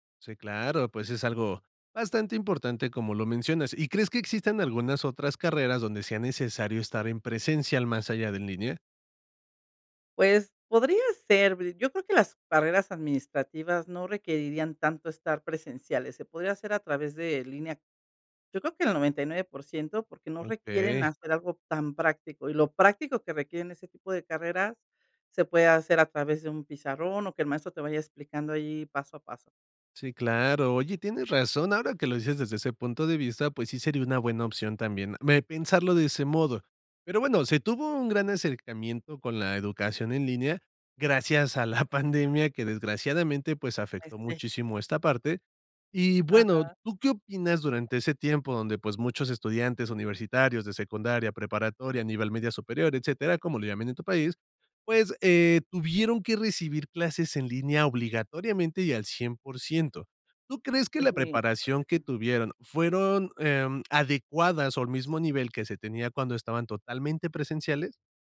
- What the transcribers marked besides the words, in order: other background noise; unintelligible speech
- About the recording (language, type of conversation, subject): Spanish, podcast, ¿Qué opinas de aprender por internet hoy en día?